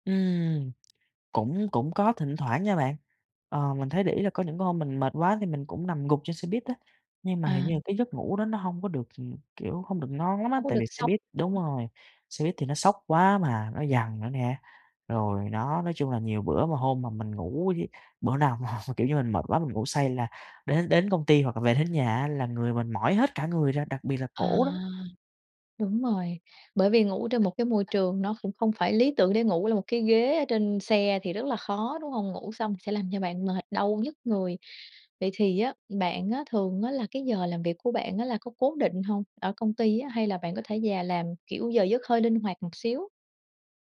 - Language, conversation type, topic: Vietnamese, advice, Làm sao để đi ngủ đúng giờ khi tôi hay thức khuya?
- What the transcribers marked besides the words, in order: tapping; laughing while speaking: "mà"